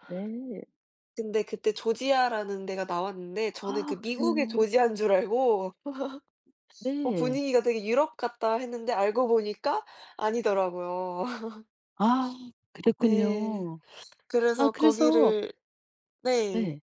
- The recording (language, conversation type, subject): Korean, unstructured, 가장 가고 싶은 여행지는 어디이며, 그 이유는 무엇인가요?
- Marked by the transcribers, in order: other background noise; tapping; laugh; laugh